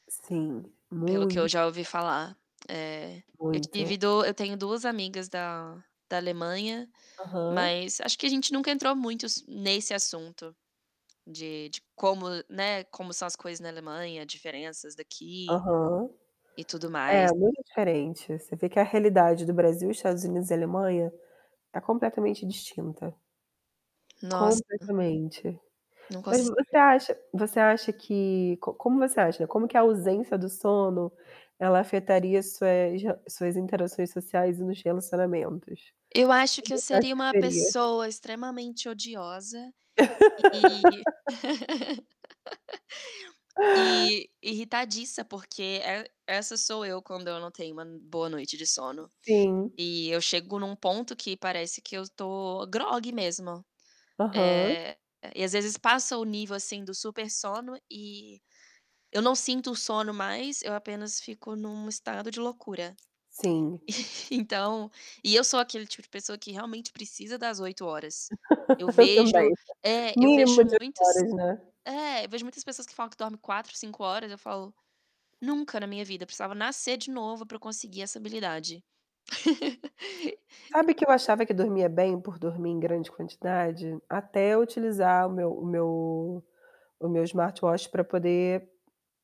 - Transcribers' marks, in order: distorted speech; tapping; laugh; laughing while speaking: "Então"; laugh; laugh; in English: "smartwatch"
- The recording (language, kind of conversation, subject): Portuguese, unstructured, Como você usaria a habilidade de nunca precisar dormir?
- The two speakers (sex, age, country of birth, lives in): female, 30-34, Brazil, Germany; female, 30-34, Brazil, United States